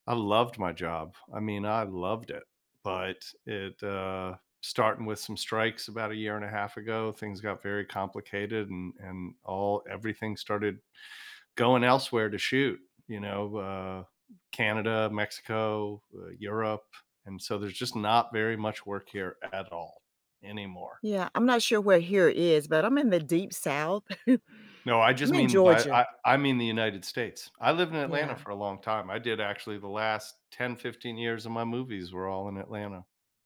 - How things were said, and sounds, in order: other background noise; tapping; chuckle
- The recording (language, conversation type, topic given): English, unstructured, How can taking time to reflect on your actions help you grow as a person?
- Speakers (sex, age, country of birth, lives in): female, 60-64, United States, United States; male, 55-59, United States, United States